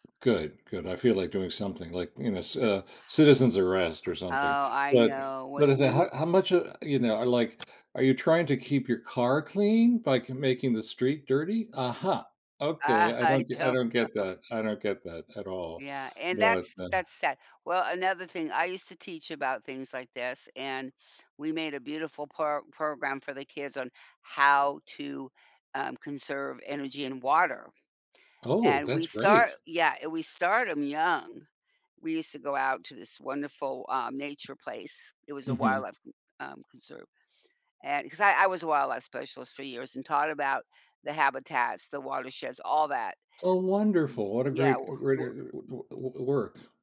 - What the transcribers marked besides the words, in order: tapping; chuckle; other background noise; laughing while speaking: "Uh, I don't know"; unintelligible speech
- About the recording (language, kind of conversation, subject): English, unstructured, What are some simple ways individuals can make a positive impact on the environment every day?